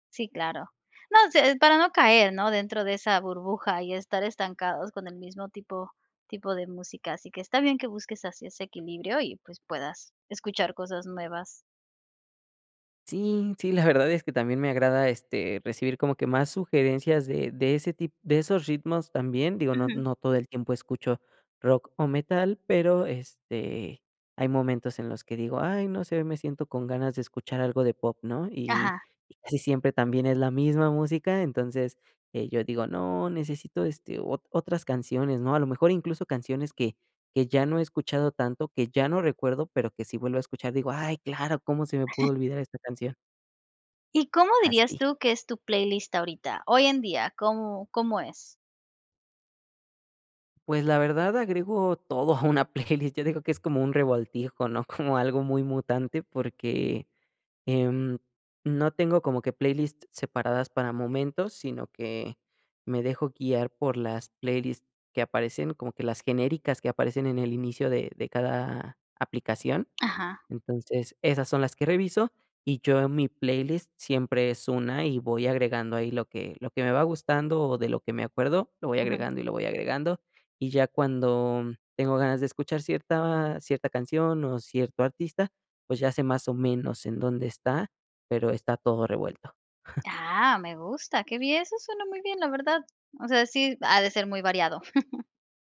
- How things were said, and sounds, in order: chuckle; laughing while speaking: "todo a una playlist"; chuckle; chuckle; chuckle
- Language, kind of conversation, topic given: Spanish, podcast, ¿Cómo descubres nueva música hoy en día?